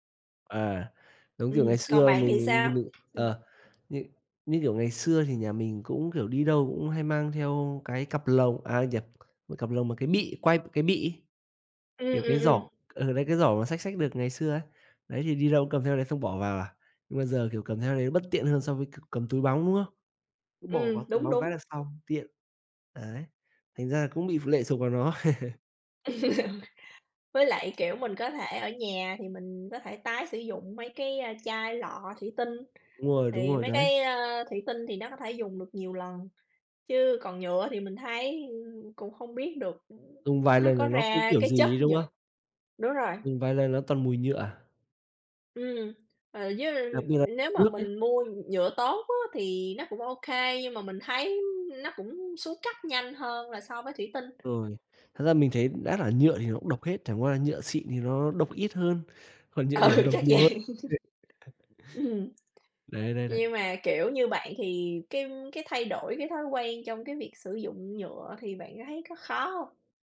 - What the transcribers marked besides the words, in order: other background noise; tapping; laugh; laughing while speaking: "Ừ, chắc vậy"; laugh; laughing while speaking: "đểu"; laugh
- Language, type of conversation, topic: Vietnamese, unstructured, Chúng ta nên làm gì để giảm rác thải nhựa hằng ngày?